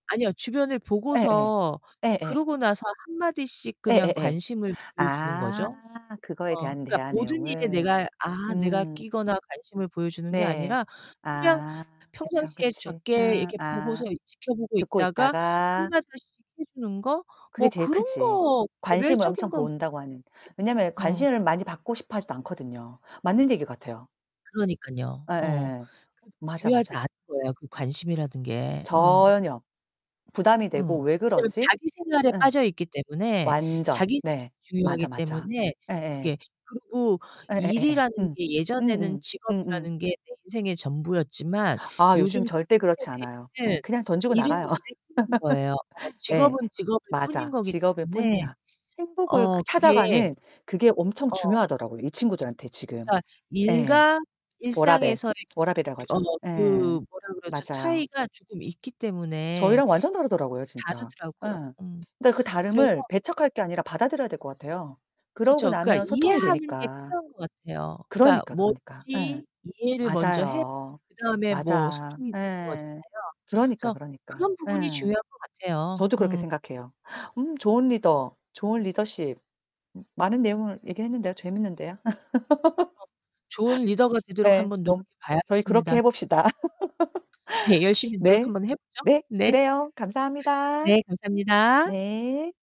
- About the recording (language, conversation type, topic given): Korean, unstructured, 좋은 리더의 조건은 무엇일까요?
- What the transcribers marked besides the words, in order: distorted speech; other background noise; tapping; gasp; laugh; gasp; laugh; laugh